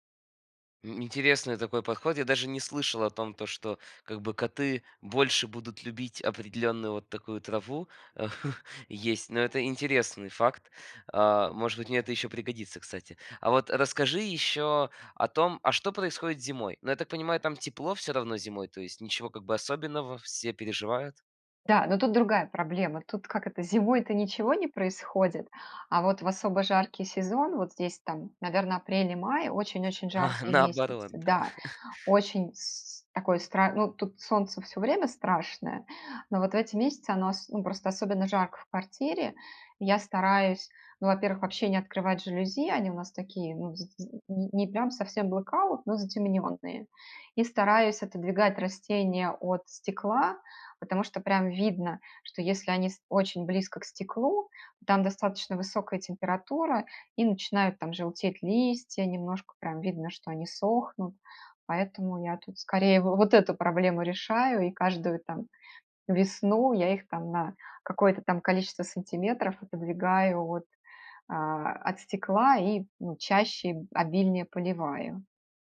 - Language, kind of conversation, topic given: Russian, podcast, Как лучше всего начать выращивать мини-огород на подоконнике?
- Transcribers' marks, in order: chuckle; laughing while speaking: "А"; chuckle; in English: "blackout"